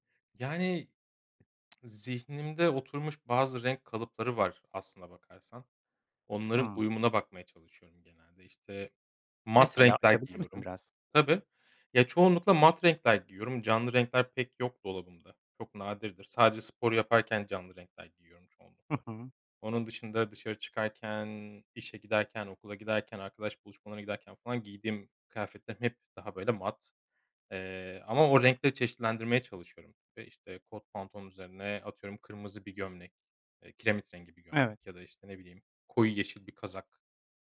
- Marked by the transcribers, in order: tsk
- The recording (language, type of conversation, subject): Turkish, podcast, Giyinirken rahatlığı mı yoksa şıklığı mı önceliklendirirsin?